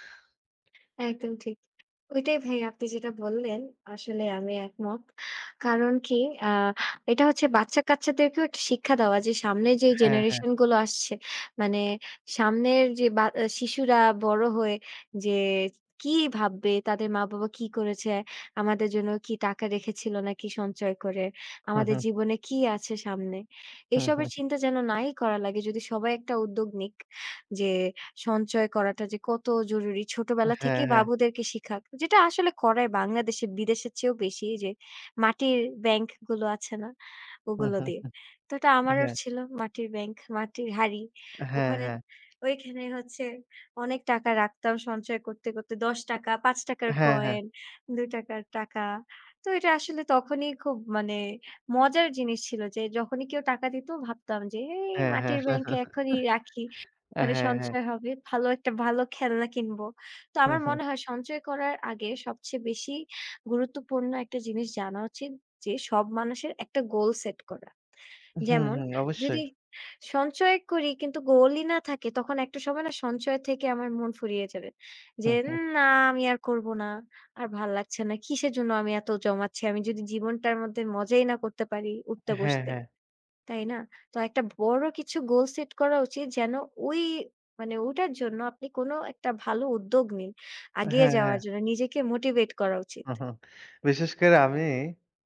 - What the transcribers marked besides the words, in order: other background noise; tapping; chuckle; chuckle
- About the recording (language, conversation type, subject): Bengali, unstructured, ছোট ছোট খরচ নিয়ন্ত্রণ করলে কীভাবে বড় সঞ্চয় হয়?